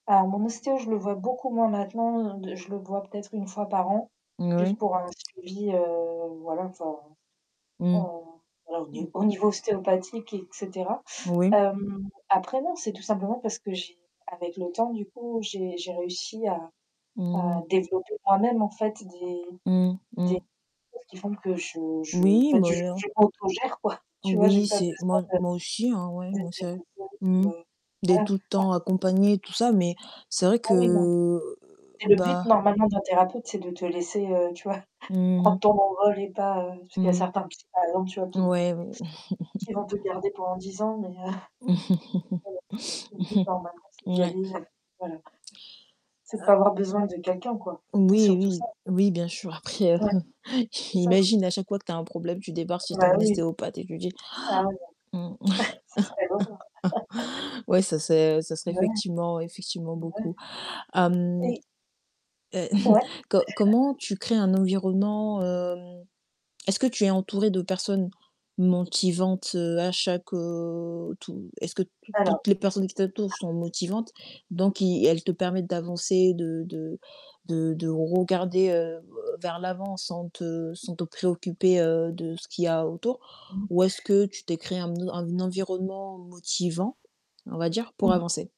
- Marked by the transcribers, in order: tapping; static; unintelligible speech; other background noise; distorted speech; unintelligible speech; unintelligible speech; unintelligible speech; chuckle; unintelligible speech; chuckle; unintelligible speech; chuckle; "ostéopathe" said as "éstéopathe"; gasp; chuckle; laugh; chuckle; unintelligible speech
- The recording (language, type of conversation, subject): French, unstructured, En quoi le fait de s’entourer de personnes inspirantes peut-il renforcer notre motivation ?